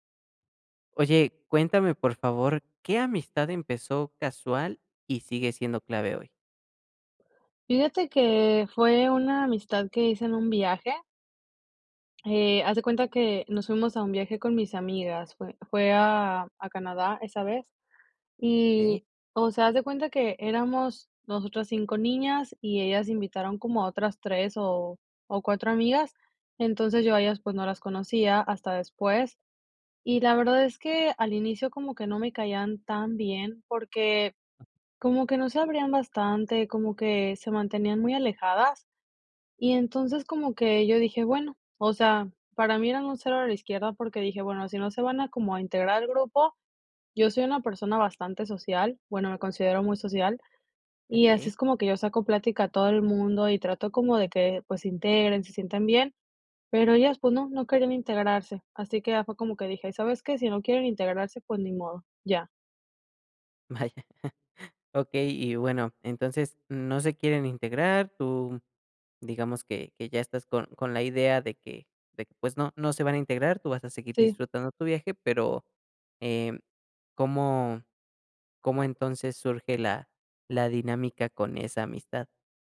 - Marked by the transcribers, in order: other background noise; tapping; chuckle
- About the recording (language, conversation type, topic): Spanish, podcast, ¿Qué amistad empezó de forma casual y sigue siendo clave hoy?